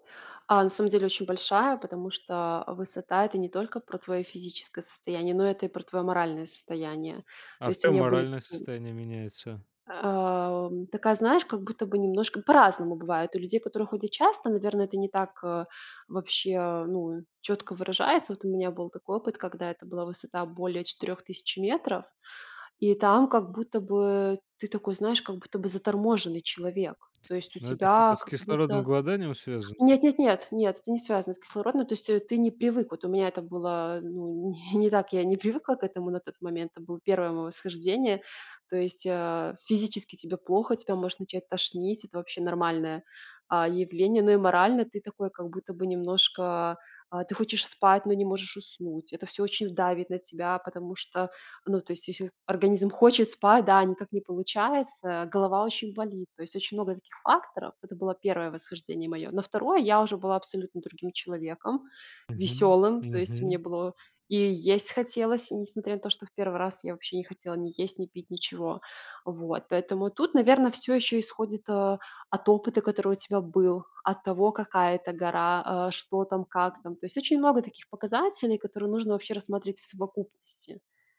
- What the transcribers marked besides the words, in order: tapping; other background noise
- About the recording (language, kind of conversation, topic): Russian, podcast, Какие планы или мечты у тебя связаны с хобби?